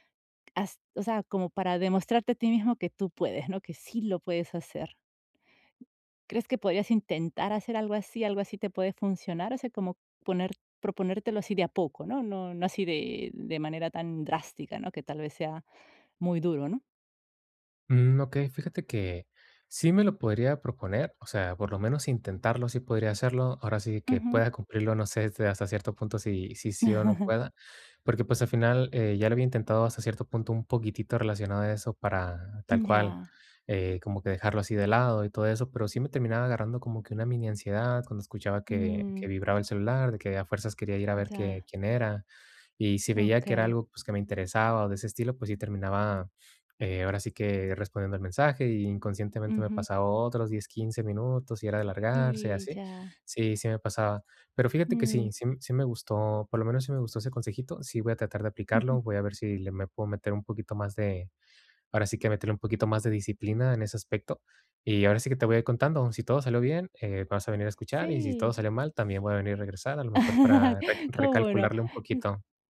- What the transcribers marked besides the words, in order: tapping; other noise; laugh
- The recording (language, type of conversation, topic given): Spanish, advice, ¿Cómo puedo limitar el uso del celular por la noche para dormir mejor?